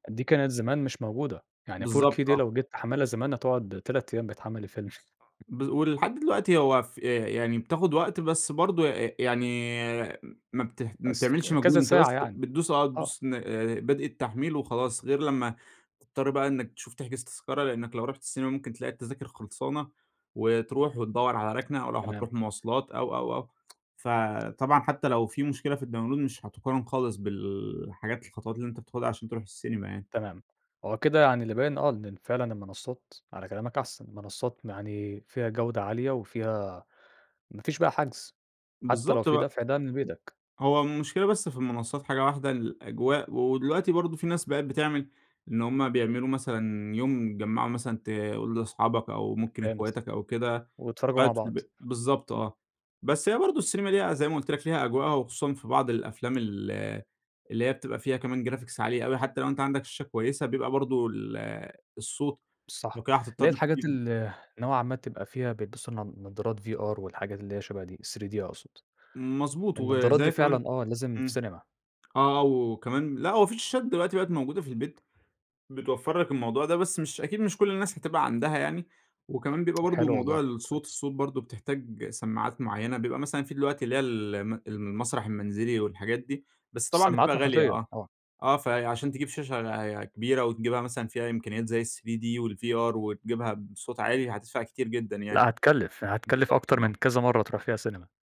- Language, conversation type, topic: Arabic, podcast, إيه اللي بتحبه أكتر: تروح السينما ولا تتفرّج أونلاين في البيت؟ وليه؟
- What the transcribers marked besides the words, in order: in English: "4K"; unintelligible speech; chuckle; tapping; tsk; in English: "الdownload"; background speech; in English: "Graphics"; in English: "VR"; in English: "ال3d"; in English: "ال3D والVR"; other background noise